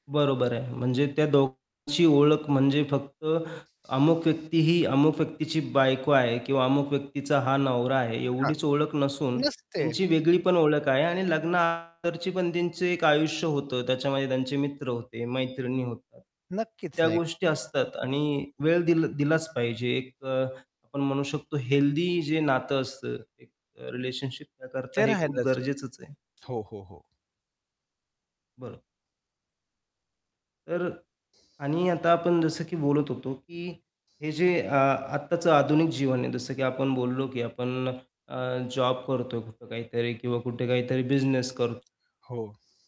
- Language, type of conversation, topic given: Marathi, podcast, आपले लोक सापडल्यानंतर नातं टिकवण्यासाठी आपण कोणती काळजी घ्यावी?
- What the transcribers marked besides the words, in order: tapping; other background noise; distorted speech; mechanical hum; static; in English: "रिलेशनशिप"; other noise